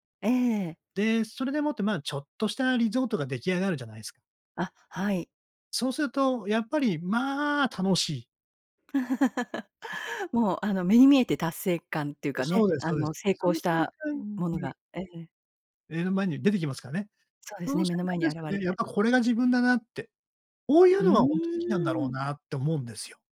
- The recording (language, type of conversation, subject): Japanese, podcast, 仕事で『これが自分だ』と感じる瞬間はありますか？
- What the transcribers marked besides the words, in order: laugh; chuckle; other background noise; unintelligible speech